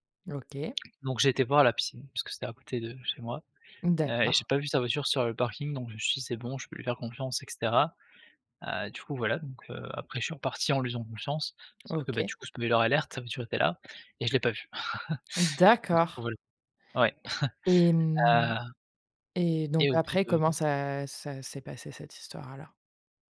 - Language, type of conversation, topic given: French, podcast, Comment regagner la confiance après avoir commis une erreur ?
- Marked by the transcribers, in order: in English: "spoiler alert"; tapping; laugh; chuckle